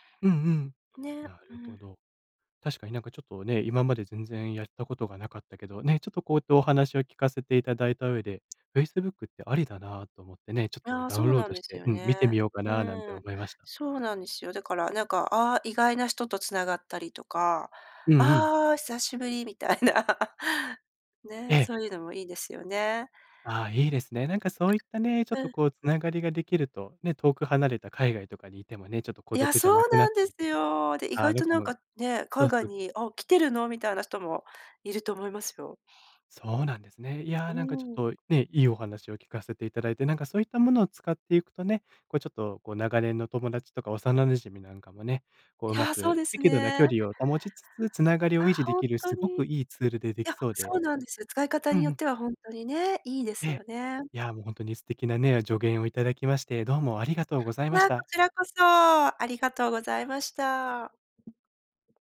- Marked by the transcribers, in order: other noise; laughing while speaking: "みたいな"; unintelligible speech
- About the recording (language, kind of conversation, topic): Japanese, advice, 長年付き合いのある友人と、いつの間にか疎遠になってしまったのはなぜでしょうか？